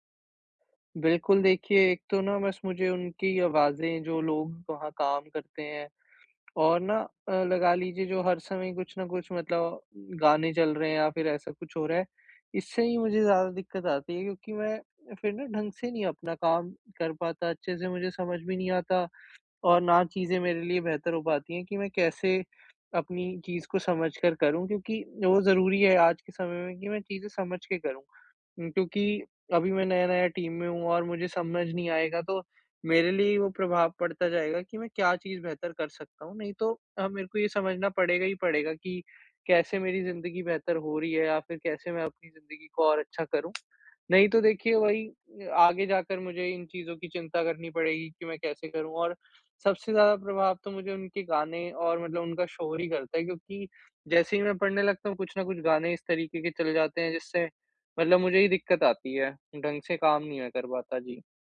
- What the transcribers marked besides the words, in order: in English: "टीम"; other background noise
- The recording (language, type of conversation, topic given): Hindi, advice, साझा जगह में बेहतर एकाग्रता के लिए मैं सीमाएँ और संकेत कैसे बना सकता हूँ?